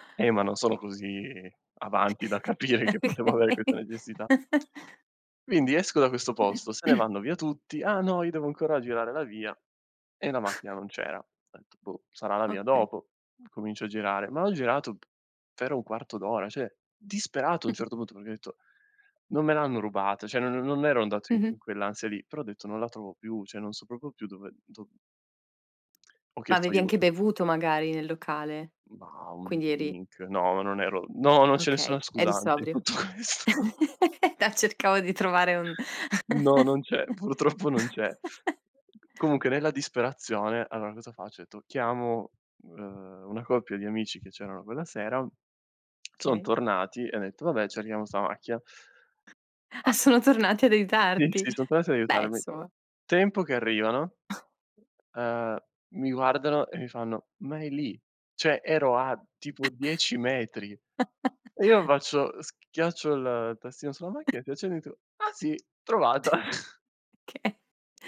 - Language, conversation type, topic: Italian, podcast, Cosa impari quando ti perdi in una città nuova?
- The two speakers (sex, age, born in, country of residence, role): female, 35-39, Latvia, Italy, host; male, 25-29, Italy, Italy, guest
- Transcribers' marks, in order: laughing while speaking: "capire che potevo"; chuckle; laughing while speaking: "Okay"; tapping; chuckle; throat clearing; chuckle; other noise; "cioè" said as "ceh"; "proprio" said as "propo"; lip smack; laughing while speaking: "tutto questo"; giggle; laughing while speaking: "No cercavo di trovare un"; other background noise; laugh; "Okay" said as "kay"; joyful: "Ah sono tornati ad aiutarti"; chuckle; "Cioè" said as "ceh"; chuckle; chuckle; laughing while speaking: "Okay"; chuckle